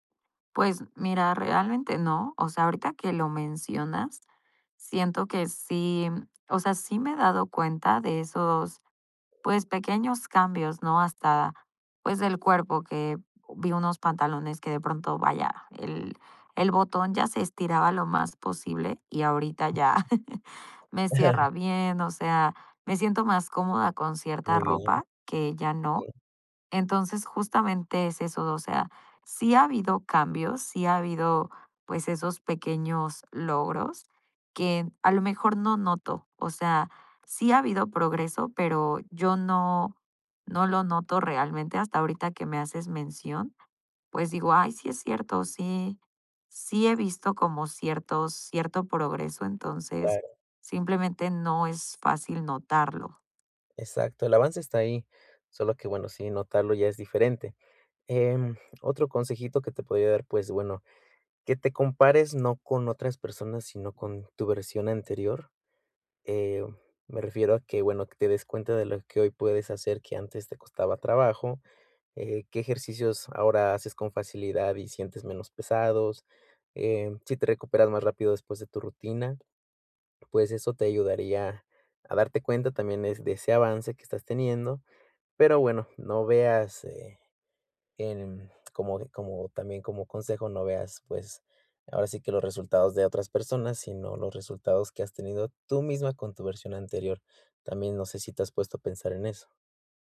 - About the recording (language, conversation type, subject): Spanish, advice, ¿Cómo puedo reconocer y valorar mi progreso cada día?
- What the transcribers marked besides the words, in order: other noise; chuckle; unintelligible speech; tapping